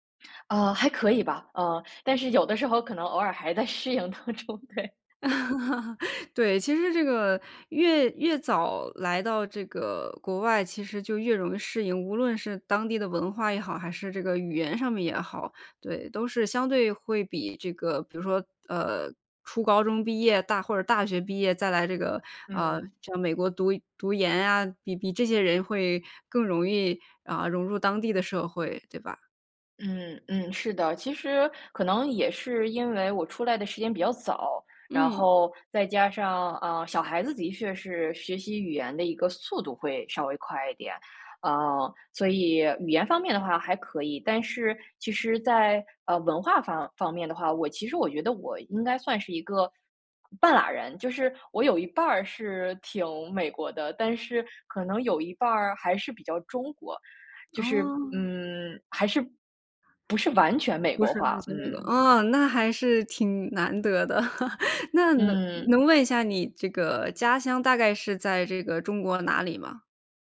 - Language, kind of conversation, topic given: Chinese, podcast, 回国后再适应家乡文化对你来说难吗？
- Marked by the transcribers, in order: laughing while speaking: "有的时候可能偶尔还在适应当中，对"; laugh; unintelligible speech; laughing while speaking: "难得的"; laugh; other background noise